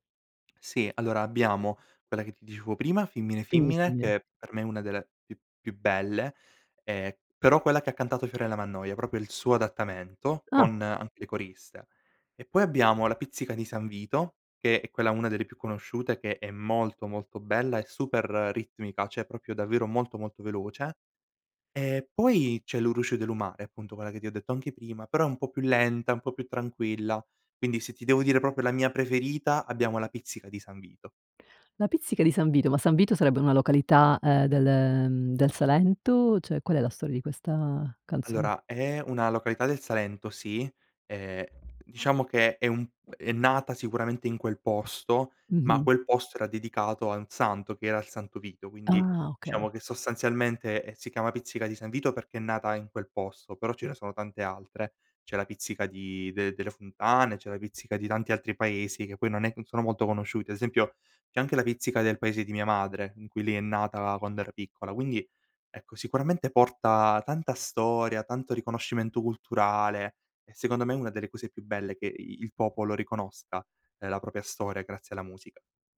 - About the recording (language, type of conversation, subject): Italian, podcast, Quali tradizioni musicali della tua regione ti hanno segnato?
- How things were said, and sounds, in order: other background noise; unintelligible speech; "cioè" said as "ceh"; "cioè" said as "ceh"; tapping